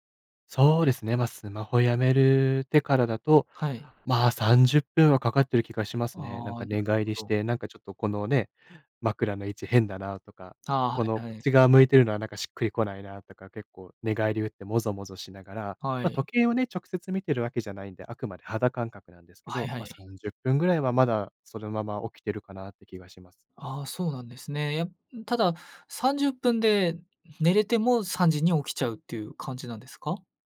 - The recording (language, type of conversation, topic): Japanese, advice, 夜に寝つけず睡眠リズムが乱れているのですが、どうすれば整えられますか？
- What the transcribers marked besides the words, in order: none